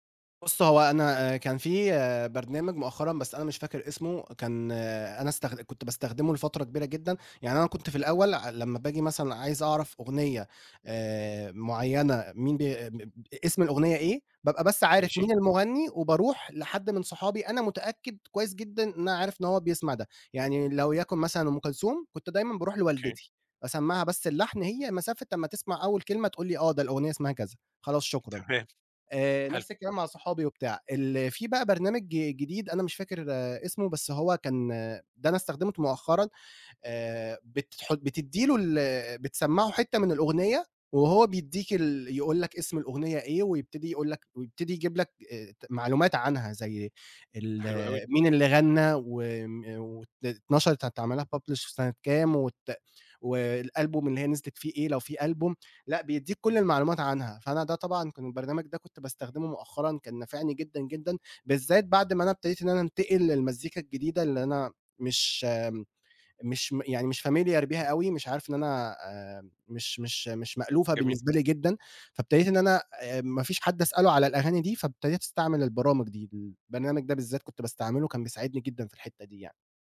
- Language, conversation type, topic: Arabic, podcast, إزاي بتكتشف موسيقى جديدة عادة؟
- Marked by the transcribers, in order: in English: "publish"; in English: "familiar"